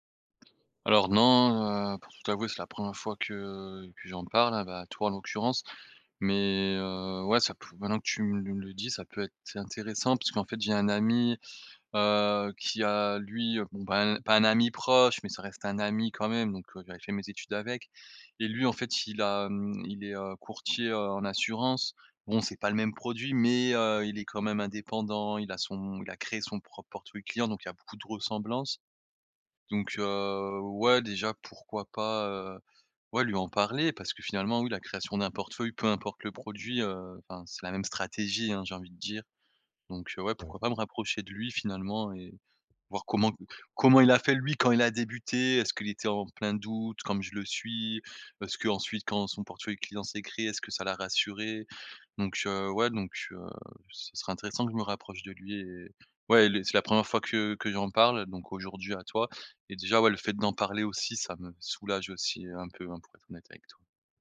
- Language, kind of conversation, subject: French, advice, Comment puis-je m'engager pleinement malgré l'hésitation après avoir pris une grande décision ?
- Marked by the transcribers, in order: other background noise; drawn out: "que"; drawn out: "Mais"; drawn out: "heu"; drawn out: "heu"; stressed: "stratégie"; tapping